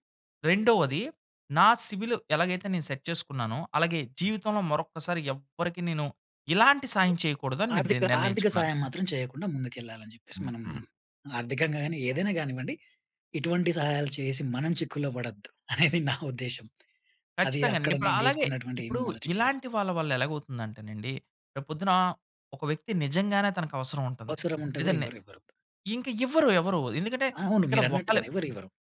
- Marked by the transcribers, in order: in English: "సిబిల్"; in English: "సెట్"; other background noise; unintelligible speech; laughing while speaking: "అనేది నా ఉద్దేశ్యం"
- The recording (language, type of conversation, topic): Telugu, podcast, విఫలమైన తర్వాత మీరు తీసుకున్న మొదటి చర్య ఏమిటి?